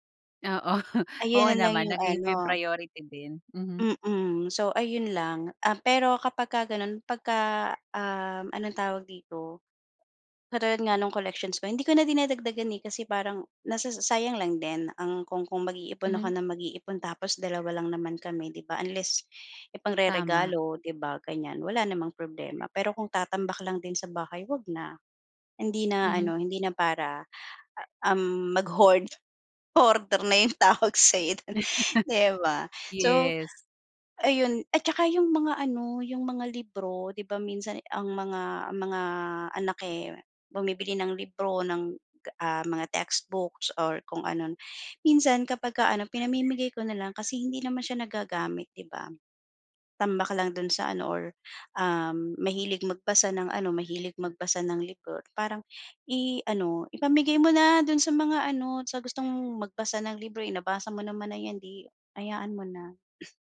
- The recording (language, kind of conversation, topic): Filipino, podcast, Paano mo inaayos ang maliit na espasyo para maging komportable ka?
- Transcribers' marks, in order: chuckle; other background noise; laugh; other animal sound